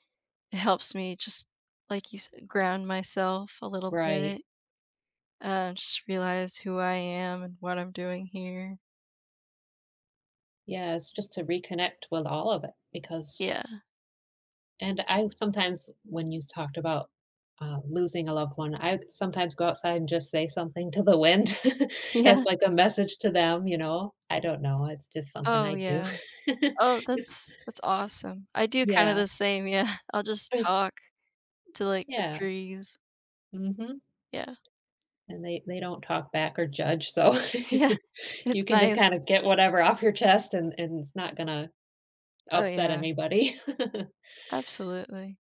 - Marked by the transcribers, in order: laughing while speaking: "to the wind"; other background noise; chuckle; chuckle; laughing while speaking: "yeah"; tapping; laughing while speaking: "so"; chuckle; laughing while speaking: "Yeah"; chuckle
- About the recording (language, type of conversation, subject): English, unstructured, How can spending time in nature affect your mood and well-being?
- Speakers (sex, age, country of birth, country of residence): female, 20-24, United States, United States; female, 45-49, United States, United States